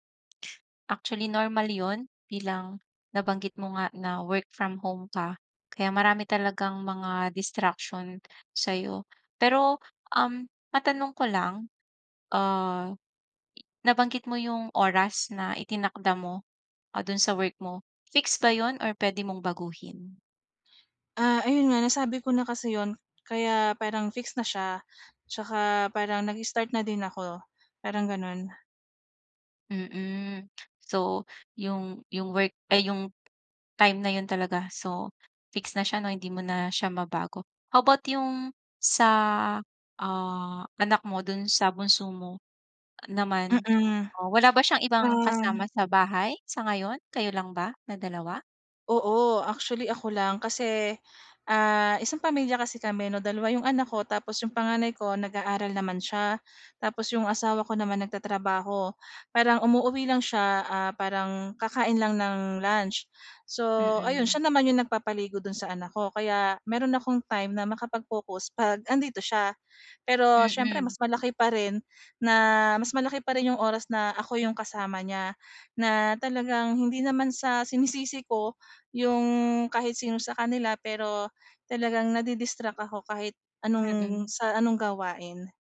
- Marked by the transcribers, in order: other background noise
- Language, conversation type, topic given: Filipino, advice, Paano ako makakapagpokus sa gawain kapag madali akong madistrak?